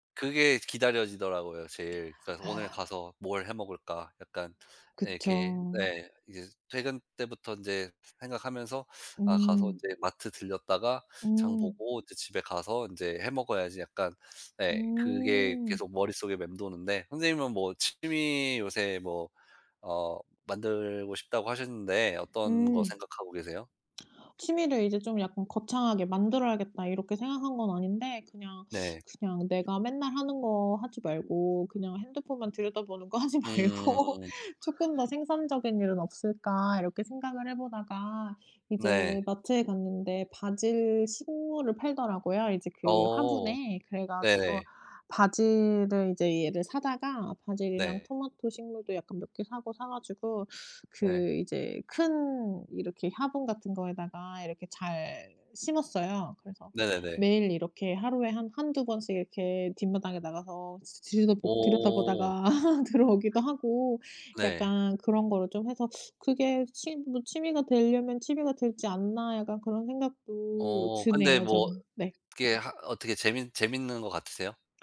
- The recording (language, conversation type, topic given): Korean, unstructured, 요즘 가장 자주 하는 일은 무엇인가요?
- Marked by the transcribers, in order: tapping; other background noise; laughing while speaking: "하지 말고"; laugh